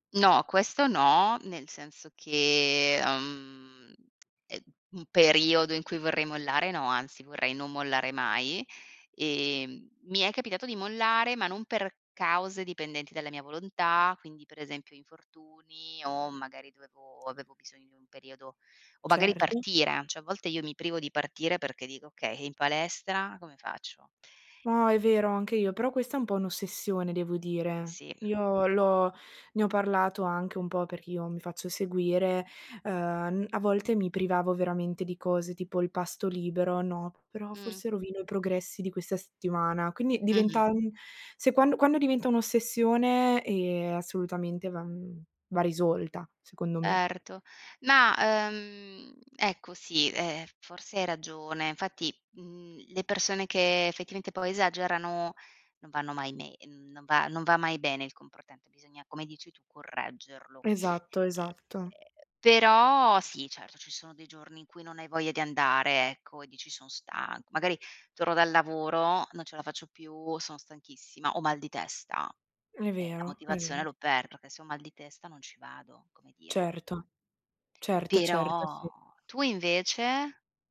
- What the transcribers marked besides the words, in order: "cioè" said as "ceh"; tapping; other background noise
- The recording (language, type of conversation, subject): Italian, unstructured, Come posso restare motivato a fare esercizio ogni giorno?